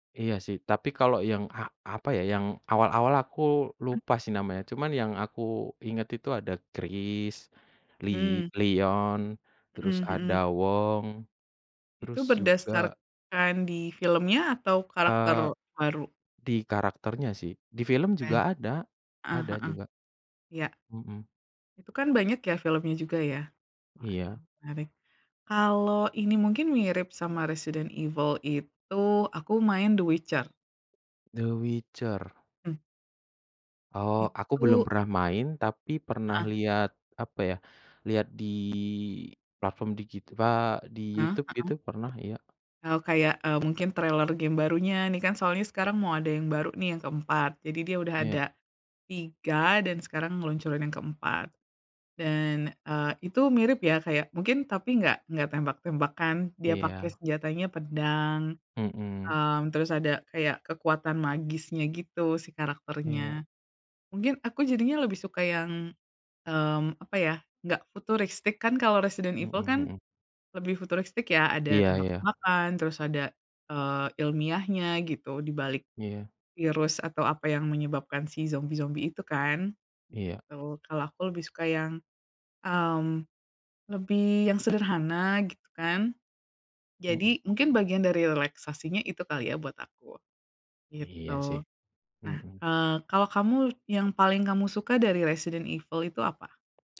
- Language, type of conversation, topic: Indonesian, unstructured, Apa yang Anda cari dalam gim video yang bagus?
- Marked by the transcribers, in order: tapping; other background noise